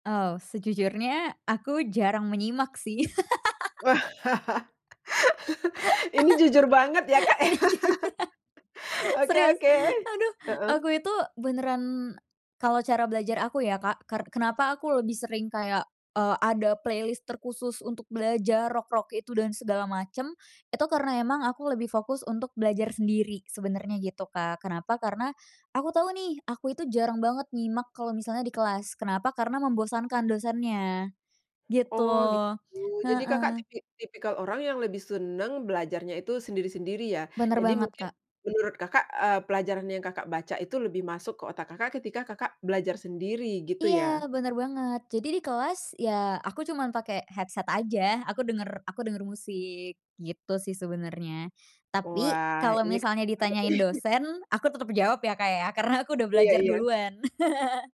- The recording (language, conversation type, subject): Indonesian, podcast, Musik seperti apa yang membuat kamu lebih fokus atau masuk ke dalam alur kerja?
- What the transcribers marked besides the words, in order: laugh; laughing while speaking: "Ini jujur serius, aduh"; laugh; laughing while speaking: "Kak, ya"; chuckle; in English: "playlist"; in English: "headset"; laughing while speaking: "nih"; laugh